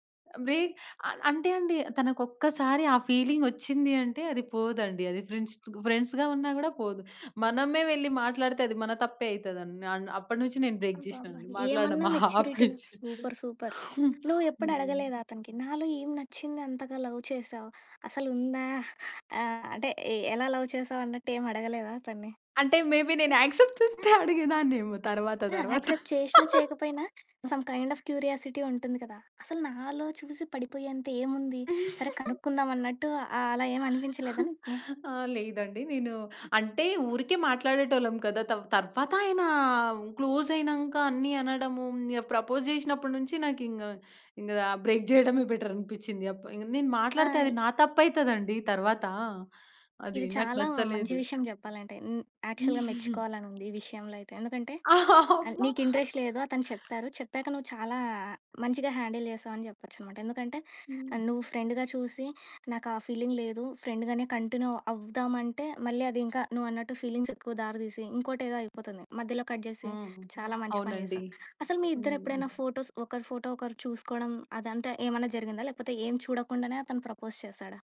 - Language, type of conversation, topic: Telugu, podcast, ఆన్‌లైన్‌లో ఏర్పడే స్నేహాలు నిజమైన బంధాలేనా?
- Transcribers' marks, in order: in English: "ఫ్రెండ్స్"; in English: "ఫ్రెండ్స్‌గా"; other noise; in English: "బ్రేక్"; in English: "సూపర్ సూపర్"; chuckle; in English: "లవ్"; giggle; in English: "లవ్"; in English: "మేబి"; in English: "యాక్సెప్ట్"; laughing while speaking: "చేస్తే అడిగేదాన్నేమో! తరవాత, తరవాత"; in English: "యాక్సె‌ప్ట్"; other background noise; in English: "సమ్ కైండ్ ఆఫ్ క్యూరియాసిటీ"; giggle; chuckle; in English: "ప్రపోజ్"; in English: "బ్రేక్"; in English: "యాక్చుల్‌గా"; giggle; laughing while speaking: "అమ్మ!"; in English: "హ్యాండిల్"; in English: "ఫీలింగ్"; in English: "కంటిన్యూ"; in English: "కట్"; in English: "ఫోటోస్"; in English: "ప్రపోజ్"